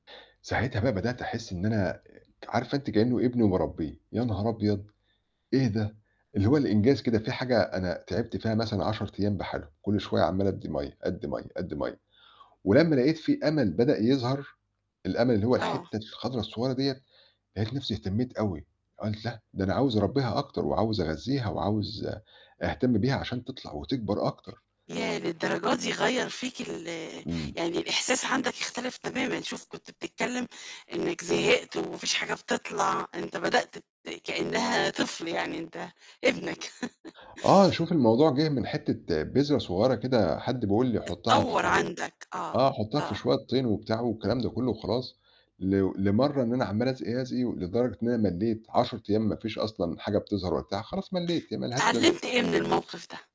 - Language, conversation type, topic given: Arabic, podcast, إيه اللي اتعلمته من نموّ النباتات اللي حواليك؟
- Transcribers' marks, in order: mechanical hum; laugh